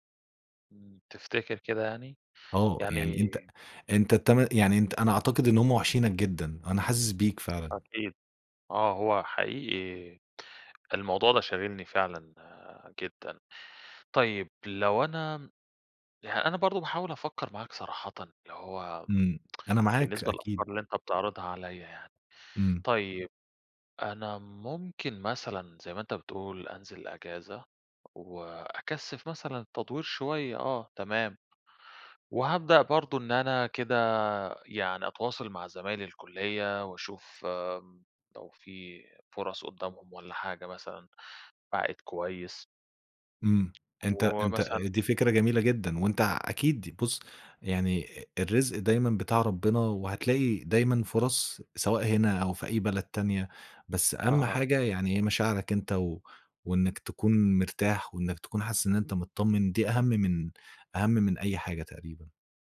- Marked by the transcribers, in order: tsk
- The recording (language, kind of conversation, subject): Arabic, advice, إيه اللي أنسب لي: أرجع بلدي ولا أفضل في البلد اللي أنا فيه دلوقتي؟